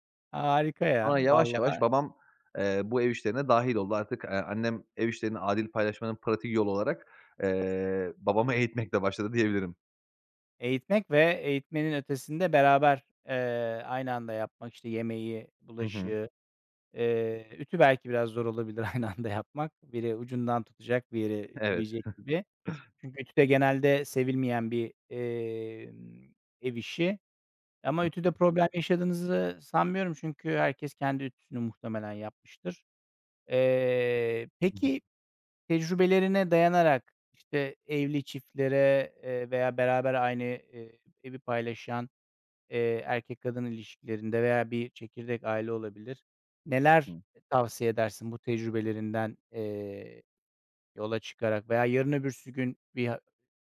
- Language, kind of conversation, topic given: Turkish, podcast, Ev işlerini adil paylaşmanın pratik yolları nelerdir?
- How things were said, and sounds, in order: laughing while speaking: "eğitmekle"; laughing while speaking: "aynı anda"; other background noise